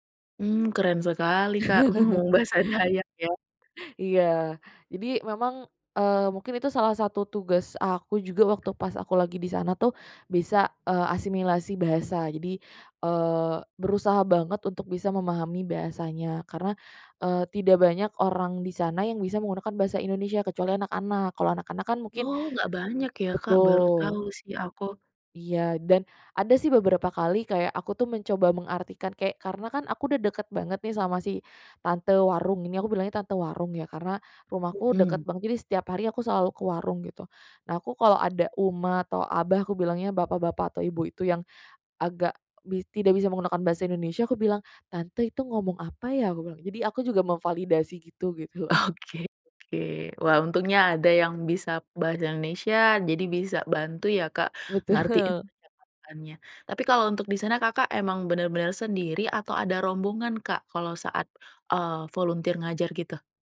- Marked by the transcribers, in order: chuckle; laughing while speaking: "Ngomong bahasa Dayak ya"; other background noise; laughing while speaking: "Oke"; laughing while speaking: "Betul"
- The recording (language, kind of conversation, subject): Indonesian, podcast, Menurutmu, mengapa orang suka berkumpul di warung kopi atau lapak?